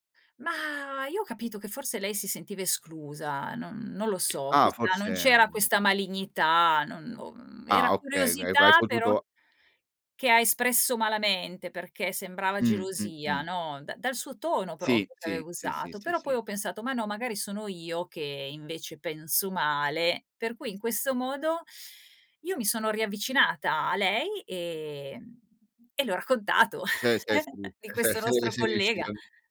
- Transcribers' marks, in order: chuckle
- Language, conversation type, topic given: Italian, podcast, Quali piccoli trucchetti usi per uscire da un’impasse?